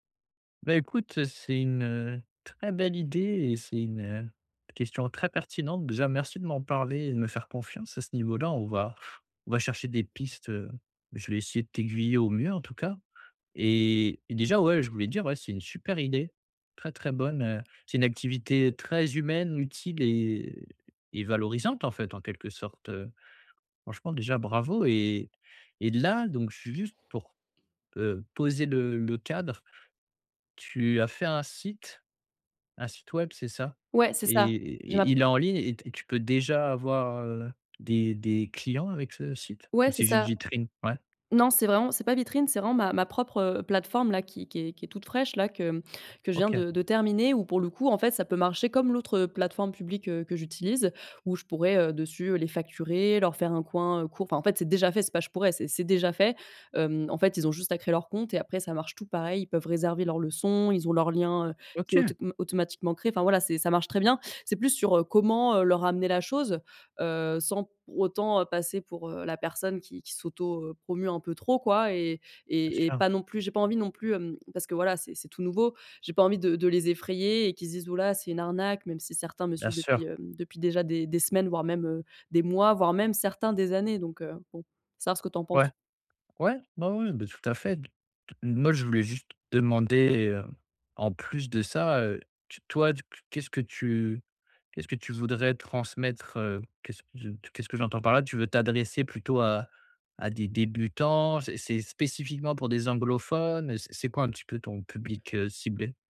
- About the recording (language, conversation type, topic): French, advice, Comment puis-je me faire remarquer au travail sans paraître vantard ?
- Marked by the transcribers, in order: other background noise; tapping